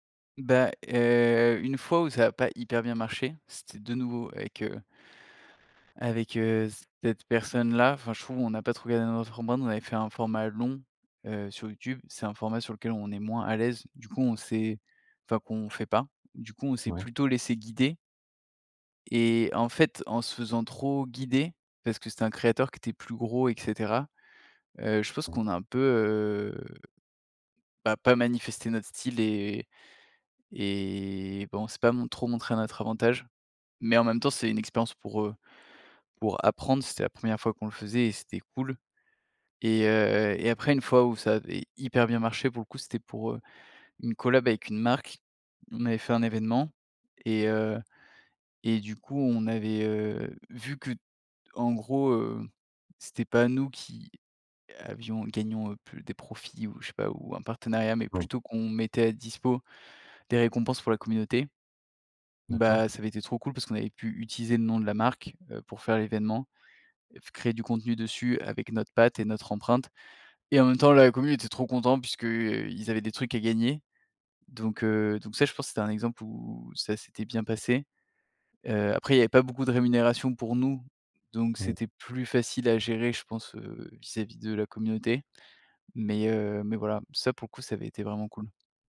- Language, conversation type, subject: French, podcast, Comment faire pour collaborer sans perdre son style ?
- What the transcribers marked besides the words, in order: other background noise; unintelligible speech; drawn out: "heu"; stressed: "hyper"; tapping